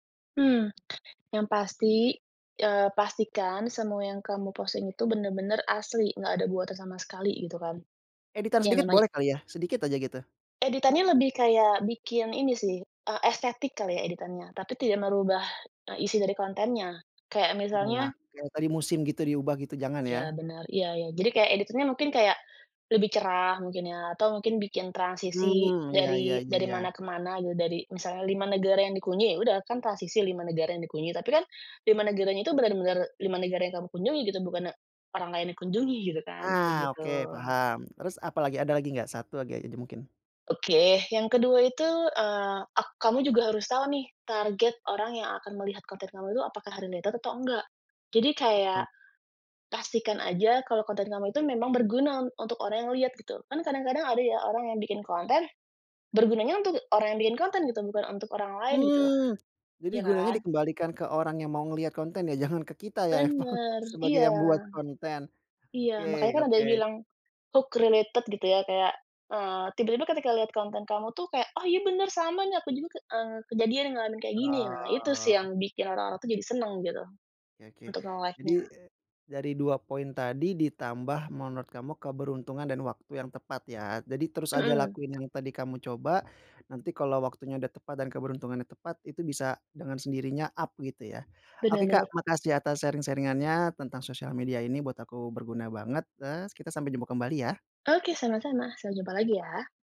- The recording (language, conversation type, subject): Indonesian, podcast, Apa tipsmu supaya akun media sosial terasa otentik?
- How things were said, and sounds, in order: in English: "related"; other background noise; in English: "hook related"; in English: "nge-like-nya"; in English: "up"; in English: "sharing-sharing-annya"